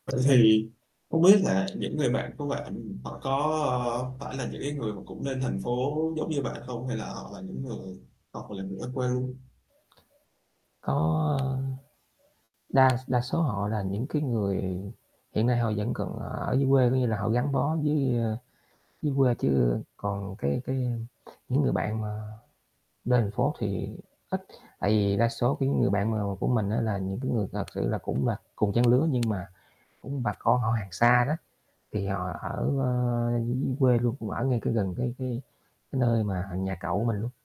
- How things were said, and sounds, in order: distorted speech; tapping; static; other background noise
- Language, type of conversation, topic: Vietnamese, podcast, Bạn có thể kể về một truyền thống gia đình mà bạn trân trọng không?
- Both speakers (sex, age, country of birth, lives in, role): male, 20-24, Vietnam, Vietnam, host; male, 40-44, Vietnam, Vietnam, guest